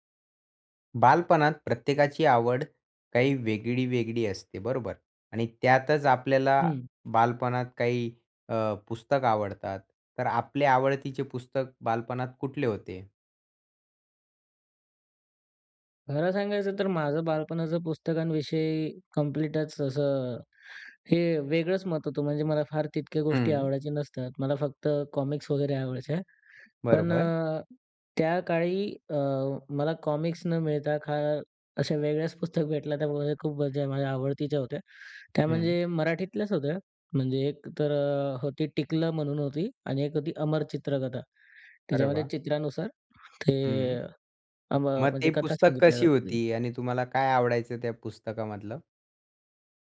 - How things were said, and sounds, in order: tapping; other noise
- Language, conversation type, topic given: Marathi, podcast, बालपणी तुमची आवडती पुस्तके कोणती होती?